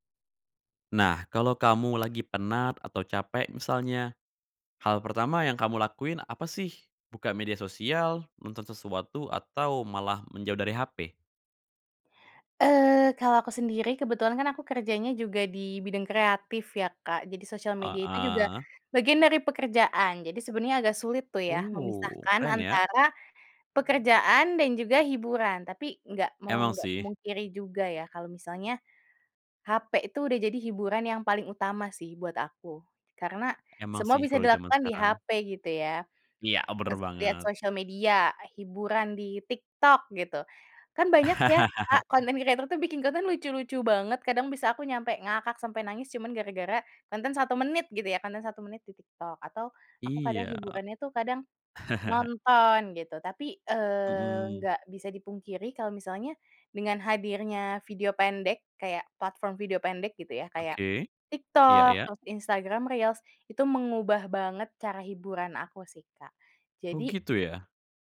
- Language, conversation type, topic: Indonesian, podcast, Bagaimana media sosial mengubah cara kita mencari pelarian?
- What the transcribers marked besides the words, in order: tapping; laugh; chuckle